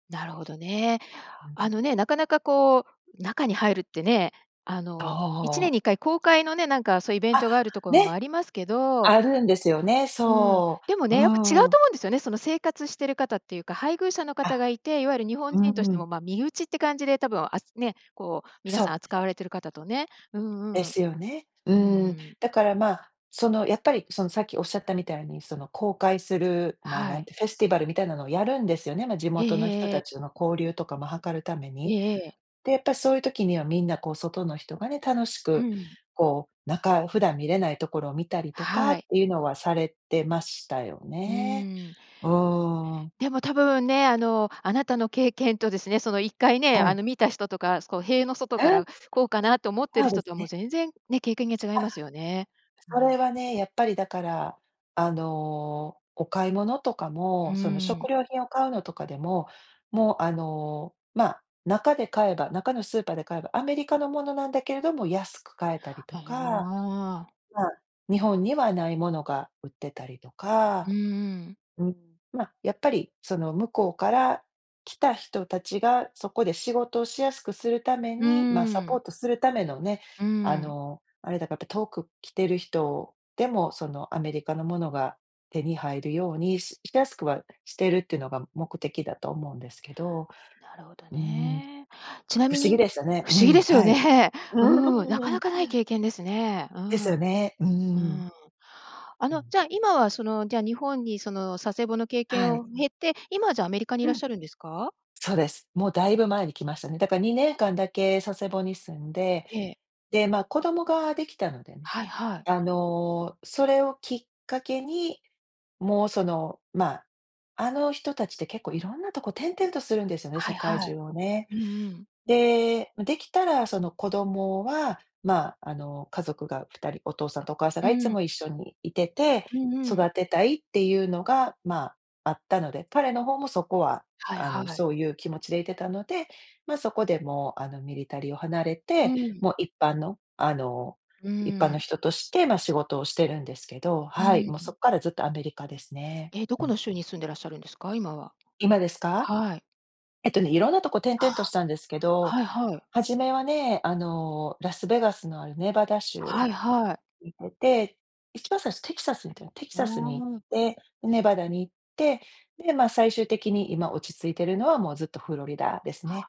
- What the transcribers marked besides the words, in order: in English: "フェスティバル"; tapping; other noise; in English: "ミリタリー"
- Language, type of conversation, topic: Japanese, podcast, 誰かとの出会いで人生が変わったことはありますか？